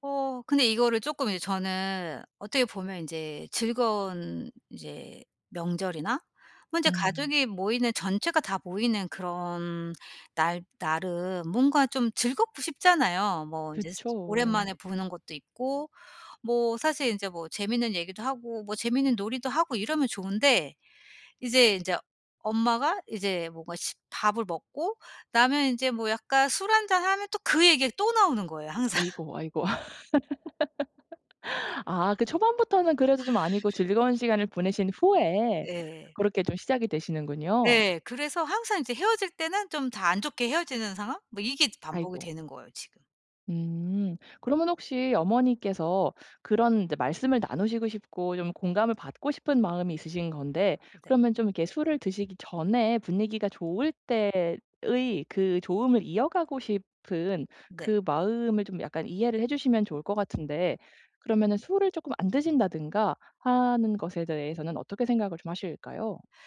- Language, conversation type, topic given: Korean, advice, 대화 방식을 바꿔 가족 간 갈등을 줄일 수 있을까요?
- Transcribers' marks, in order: laughing while speaking: "항상"; laugh; tapping